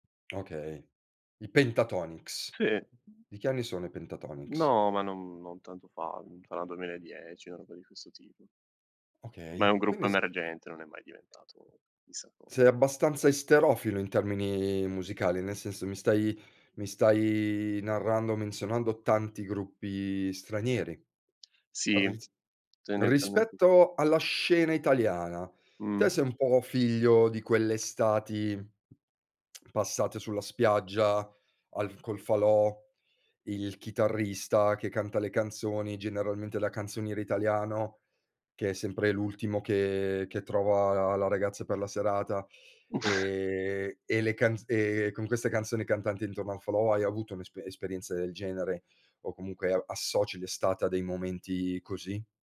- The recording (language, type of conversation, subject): Italian, podcast, Quale canzone ti commuove ancora oggi?
- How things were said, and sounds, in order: other background noise; "una" said as "na"; tapping; tsk; chuckle